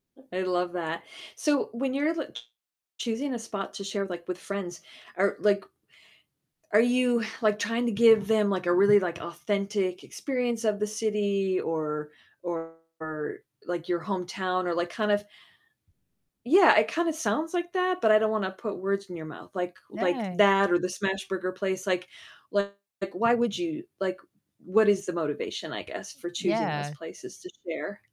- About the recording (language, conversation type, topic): English, unstructured, Which local places do you love sharing with friends to feel closer and make lasting memories?
- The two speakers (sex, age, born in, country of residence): female, 45-49, United States, United States; female, 50-54, United States, United States
- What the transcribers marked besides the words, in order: distorted speech; other background noise